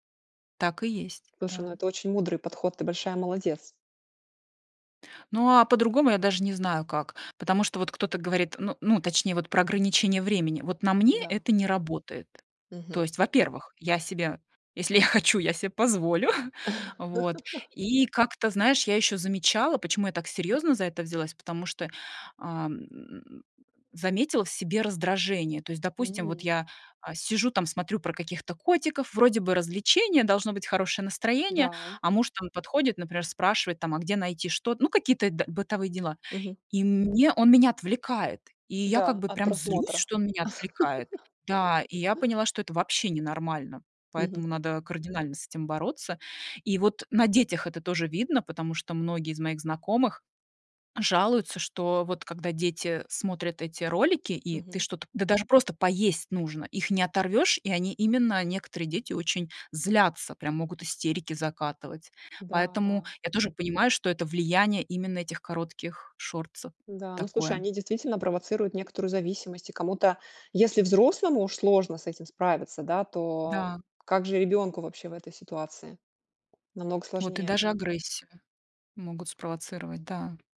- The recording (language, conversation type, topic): Russian, podcast, Как вы справляетесь с бесконечными лентами в телефоне?
- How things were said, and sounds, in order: tapping; laugh; chuckle; other background noise; laugh